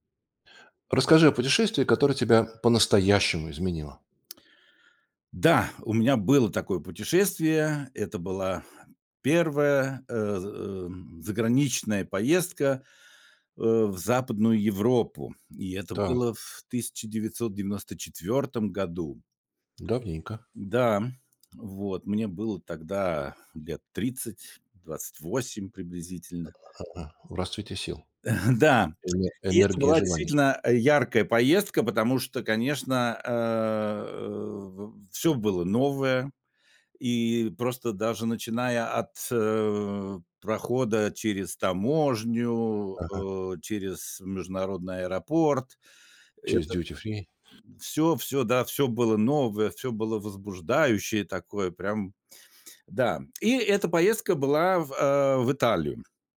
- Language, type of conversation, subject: Russian, podcast, О каком путешествии, которое по‑настоящему изменило тебя, ты мог(ла) бы рассказать?
- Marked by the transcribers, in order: other noise; chuckle